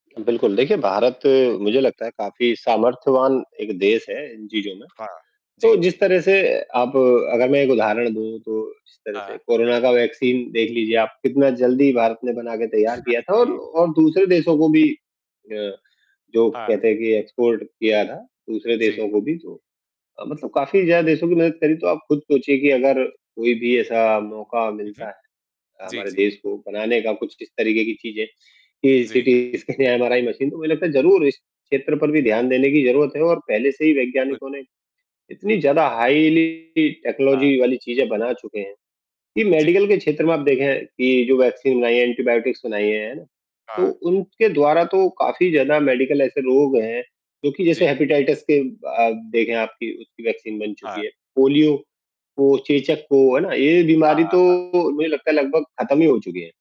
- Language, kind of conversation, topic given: Hindi, unstructured, वैज्ञानिक आविष्कारों ने समाज को कैसे प्रभावित किया है?
- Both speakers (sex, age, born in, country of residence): male, 35-39, India, India; male, 35-39, India, India
- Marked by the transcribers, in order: distorted speech; in English: "वैक्सीन"; laughing while speaking: "हाँ जी"; in English: "एक्सपोर्ट"; in English: "सिटीज़"; in English: "हाइली टेक्नोलॉजी"; in English: "मेडिकल"; in English: "वैक्सीन"; in English: "एंटीबायोटिक्स"; in English: "मेडिकल"; in English: "हेपेटाइटिस"; in English: "वैक्सीन"